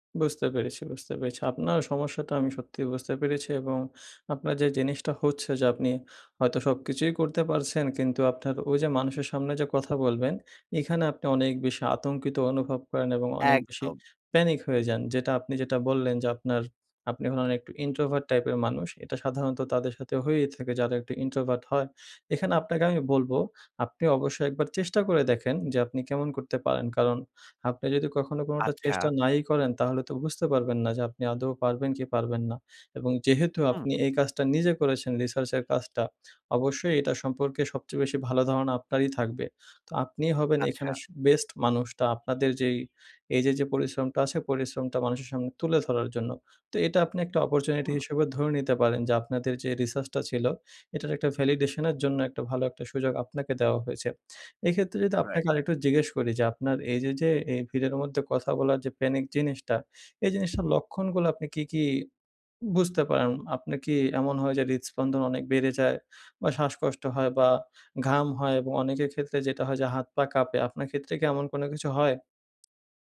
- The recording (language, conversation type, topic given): Bengali, advice, ভিড় বা মানুষের সামনে কথা বলার সময় কেন আমার প্যানিক হয় এবং আমি নিজেকে নিয়ন্ত্রণ করতে পারি না?
- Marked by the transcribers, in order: horn; in English: "ভ্যালিডেশন"; tapping